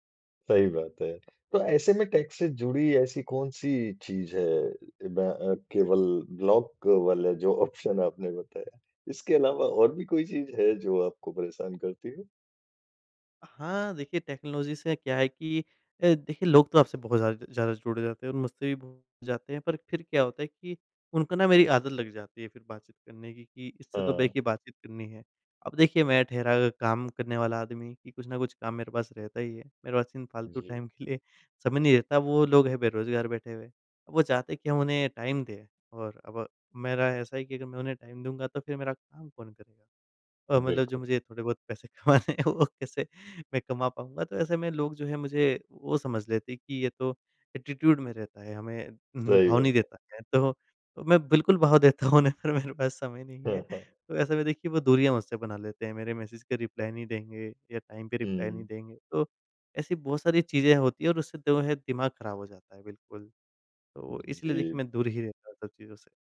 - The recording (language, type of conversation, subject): Hindi, podcast, दूर रहने वालों से जुड़ने में तकनीक तुम्हारी कैसे मदद करती है?
- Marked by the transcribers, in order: in English: "टेक"; in English: "ब्लॉक"; in English: "ऑप्शन"; in English: "टेक्नोलॉजी"; in English: "टाइम"; laughing while speaking: "के लिए"; in English: "टाइम"; in English: "टाइम"; laughing while speaking: "कमाने हैं, वो कैसे"; in English: "एटीट्यूड"; laughing while speaking: "देता हूँ उन्हें, पर मेरे पास"; in English: "मैसेज"; in English: "रिप्लाई"; in English: "टाइम"; in English: "रिप्लाई"